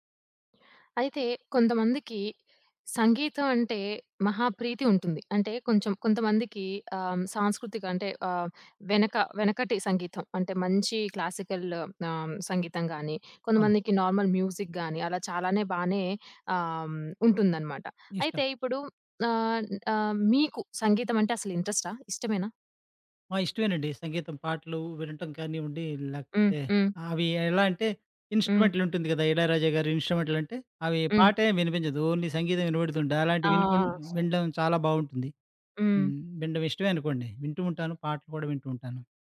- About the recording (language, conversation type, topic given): Telugu, podcast, ప్రత్యక్ష సంగీత కార్యక్రమానికి ఎందుకు వెళ్తారు?
- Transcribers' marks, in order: in English: "నార్మల్ మ్యూజిక్"; in English: "ఓన్లీ"; other background noise